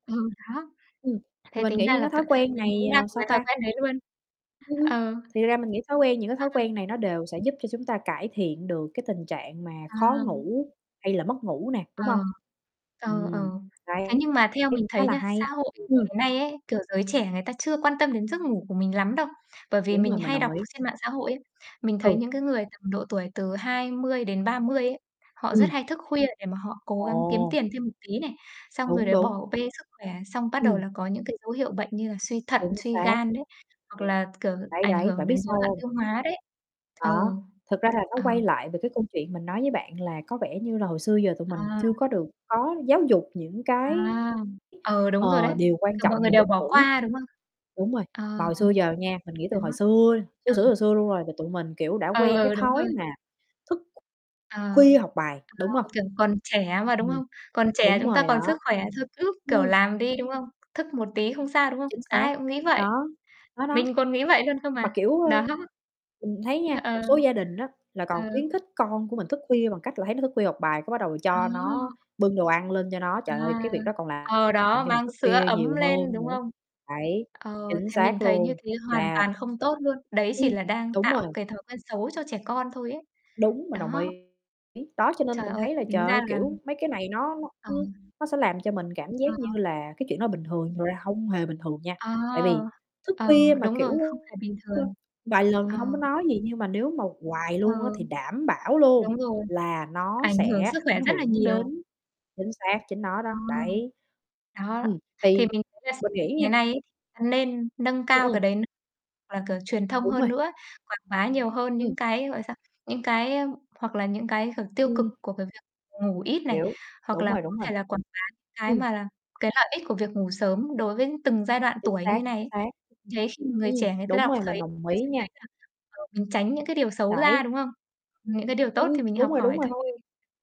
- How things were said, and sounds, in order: distorted speech; other background noise; static; tapping; mechanical hum; unintelligible speech
- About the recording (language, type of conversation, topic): Vietnamese, unstructured, Tại sao giấc ngủ lại quan trọng đối với sức khỏe tinh thần?